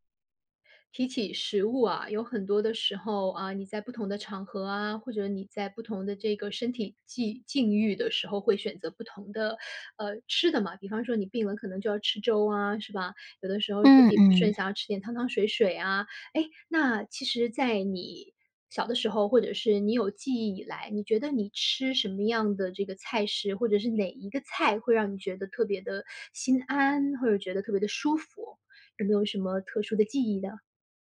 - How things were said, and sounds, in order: none
- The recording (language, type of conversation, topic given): Chinese, podcast, 小时候哪道菜最能让你安心？